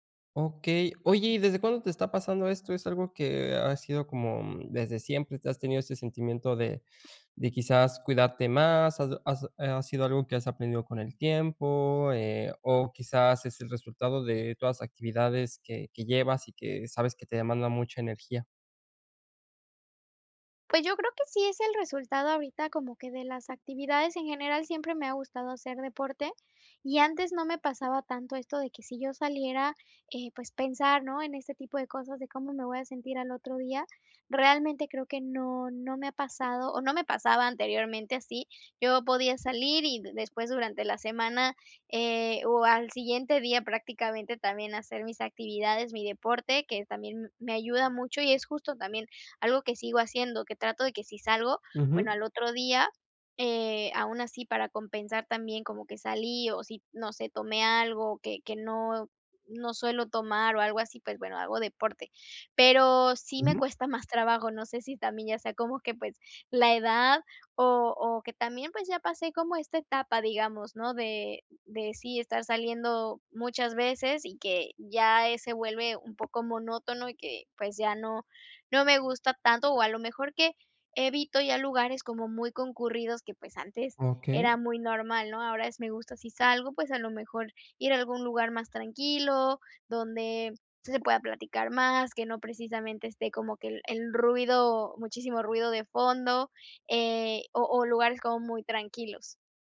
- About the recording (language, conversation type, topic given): Spanish, advice, ¿Cómo puedo equilibrar la diversión con mi bienestar personal?
- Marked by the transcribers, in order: other background noise